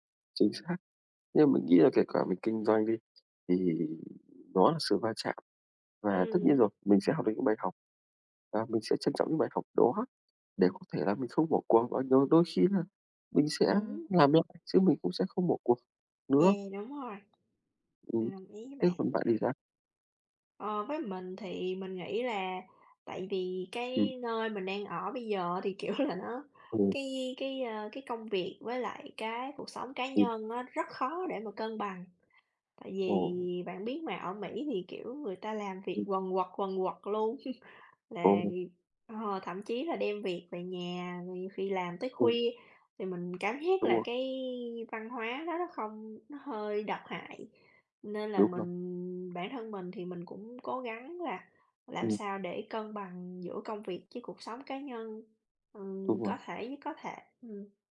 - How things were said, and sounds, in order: tapping; other background noise; laughing while speaking: "kiểu là nó"; chuckle
- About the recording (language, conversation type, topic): Vietnamese, unstructured, Bạn mong muốn đạt được điều gì trong 5 năm tới?